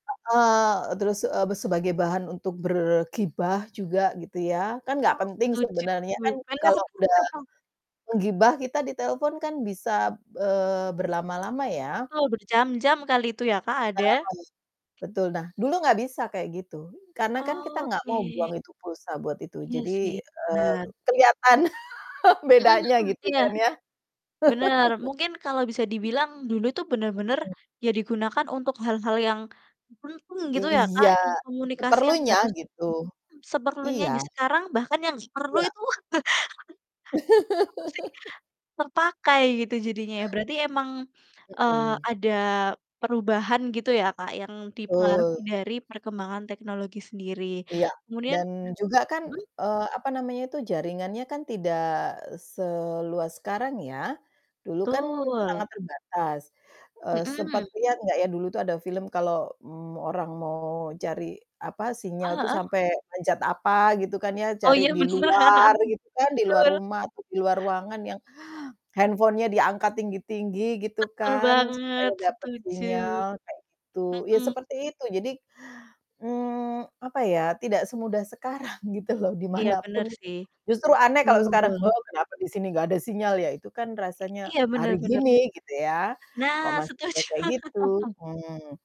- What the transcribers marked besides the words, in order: distorted speech; other background noise; static; laugh; laugh; laugh; laughing while speaking: "benar"; laugh; laughing while speaking: "sekarang"; other noise; laughing while speaking: "setuju"; laugh
- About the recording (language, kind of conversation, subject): Indonesian, unstructured, Bagaimana teknologi memengaruhi cara kita berkomunikasi dalam kehidupan sehari-hari?